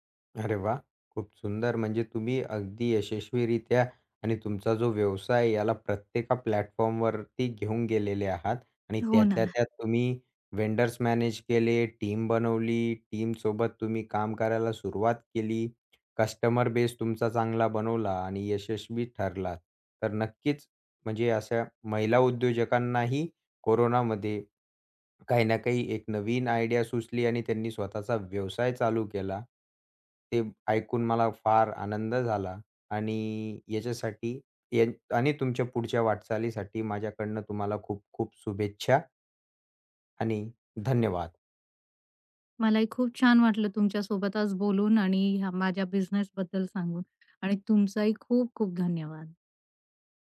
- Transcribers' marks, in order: other background noise; in English: "प्लॅटफॉर्मवरती"; chuckle; in English: "व्हेंडर्स"; in English: "टीम"; in English: "टीमसोबत"; in English: "बेस"; in English: "आयडिया"
- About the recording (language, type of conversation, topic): Marathi, podcast, हा प्रकल्प तुम्ही कसा सुरू केला?